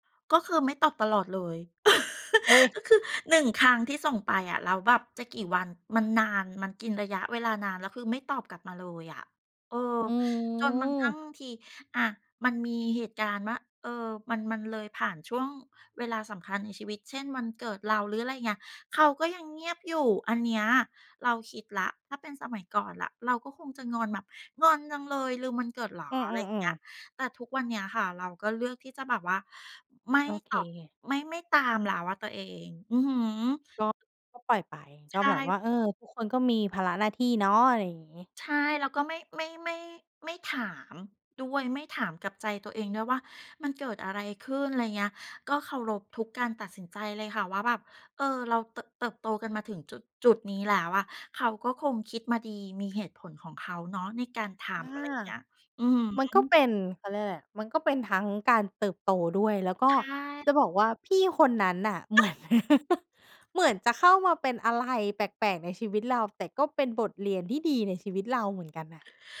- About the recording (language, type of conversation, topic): Thai, podcast, เมื่อเห็นว่าคนอ่านแล้วไม่ตอบ คุณทำอย่างไรต่อไป?
- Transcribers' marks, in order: laugh; drawn out: "อือ"; laughing while speaking: "เหมือน"; laugh; other background noise